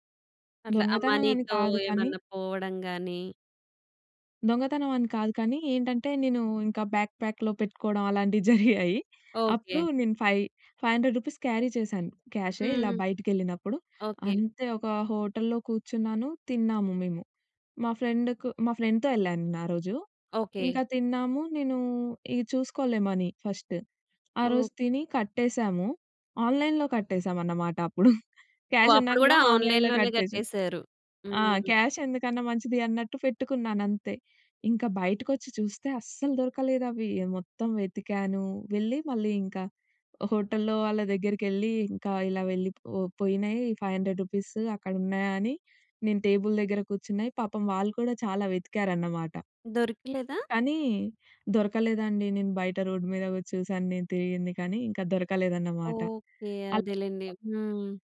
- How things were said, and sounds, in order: in English: "మనీ‌తో"; in English: "బ్యాక్ ప్యాక్‌లో"; laughing while speaking: "అలాంటివి జరిగాయి"; in English: "ఫైవ్ ఫైవ్ హండ్రెడ్ రూపీస్ క్యారీ"; in English: "ఫ్రెండ్‌కు"; in English: "ఫ్రెండ్‌తో"; tapping; in English: "మనీ"; in English: "ఆన్‌లైన్‌లో"; laughing while speaking: "అప్పుడు"; in English: "క్యాష్"; in English: "ఆన్‌లైన్‌లో"; in English: "ఆన్‌లైన్‌లోనే"; in English: "క్యాష్"; in English: "ఫైవ్ హండ్రెడ్"; in English: "టేబుల్"; in English: "రోడ్"; other background noise
- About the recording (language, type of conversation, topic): Telugu, podcast, ఆన్‌లైన్ చెల్లింపులు మీ జీవితం ఎలా సులభం చేశాయి?